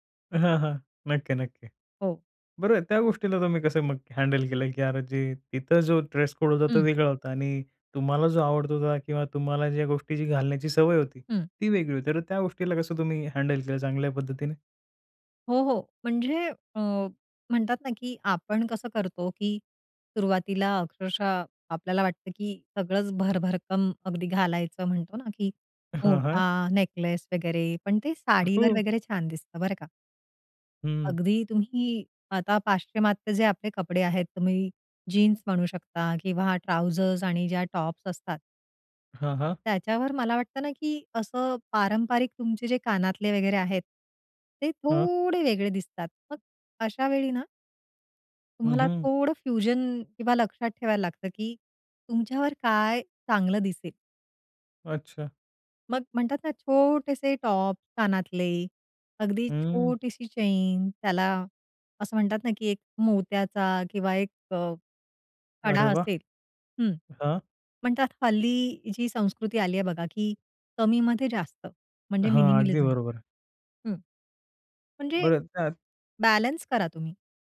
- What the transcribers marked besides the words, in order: in English: "हँडल"; in English: "हँडल"; in English: "ट्राउझर्स"; in English: "फ्युजन"; tapping; in English: "मिनिमलिझम"
- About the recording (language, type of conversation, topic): Marathi, podcast, पाश्चिमात्य आणि पारंपरिक शैली एकत्र मिसळल्यावर तुम्हाला कसे वाटते?